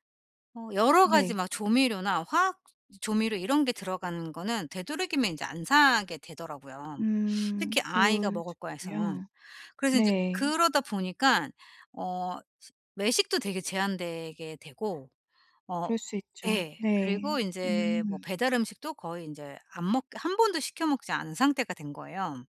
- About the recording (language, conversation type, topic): Korean, advice, 작은 습관을 꾸준히 지키려면 어떻게 해야 할까요?
- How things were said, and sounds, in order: other background noise